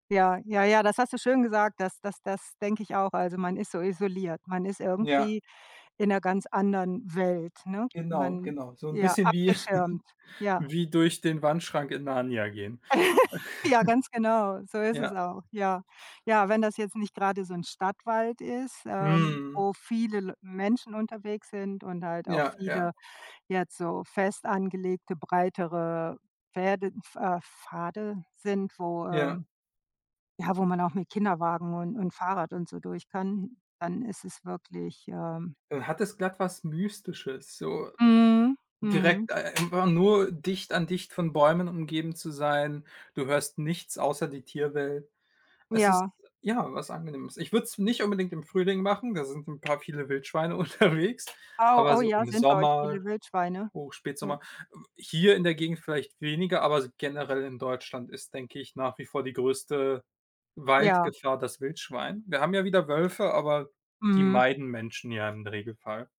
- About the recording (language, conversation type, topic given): German, unstructured, Warum sind Wälder für uns so wichtig?
- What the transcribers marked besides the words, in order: other background noise; chuckle; laugh; chuckle; tapping; laughing while speaking: "unterwegs"